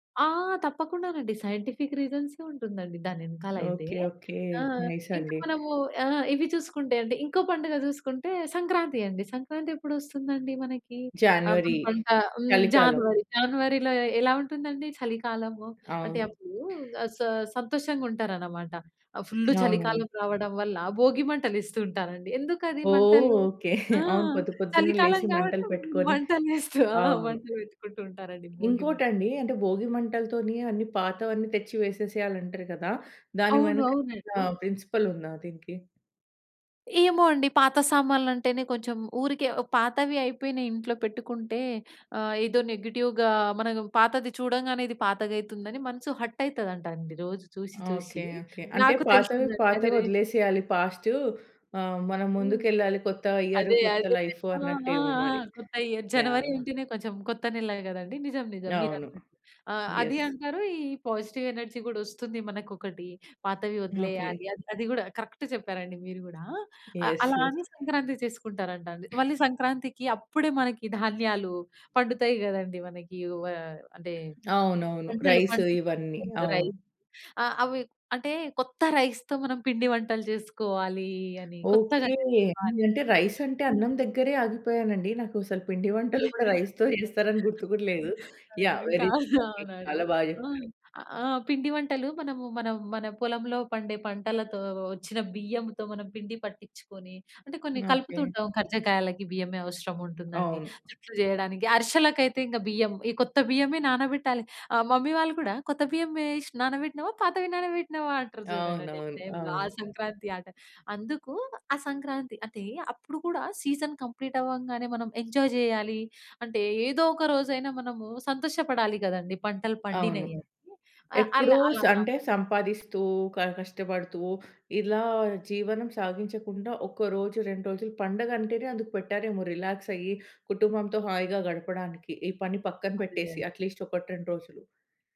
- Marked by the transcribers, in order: in English: "సైంటిఫిక్"; in English: "నైస్"; in English: "జాన్యువెరీ"; in English: "జాన్వరి. జాన్వరిలో"; in English: "ఫుల్"; drawn out: "ఓహ్!"; in English: "ప్రిన్సిపల్"; in English: "నెగెటివ్‌గా"; in English: "హర్ట్"; in English: "పాస్ట్"; in English: "లైఫ్"; in English: "ఇయర్"; in English: "యాహ్!"; in English: "యస్"; in English: "పాజిటివ్ ఎనర్జీ"; in English: "కరెక్ట్"; in English: "యస్. యస్"; other background noise; tapping; in English: "రైస్"; in English: "రైస్"; in English: "రైస్‌తో"; in English: "రైస్"; in English: "రైస్‌తో"; laugh; in English: "యాహ్! వెరీ గుడ్"; in English: "సీజన్ కంప్లీట్"; in English: "ఎంజాయ్"; unintelligible speech; in English: "రిలాక్స్"; in English: "అట్‌లీస్ట్"
- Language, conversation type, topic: Telugu, podcast, మన పండుగలు ఋతువులతో ఎలా ముడిపడి ఉంటాయనిపిస్తుంది?